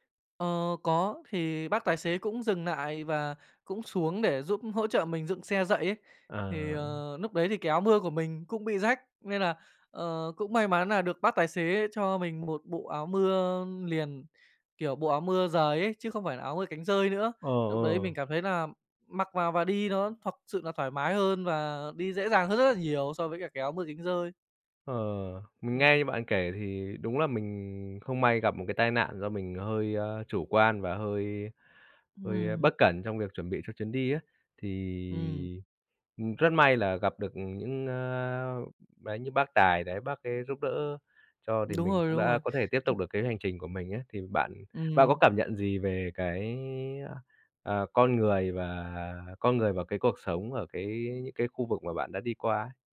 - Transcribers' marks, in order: none
- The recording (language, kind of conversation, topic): Vietnamese, podcast, Bạn đã từng đi du lịch một mình chưa, và chuyến đi đó có gì đáng nhớ?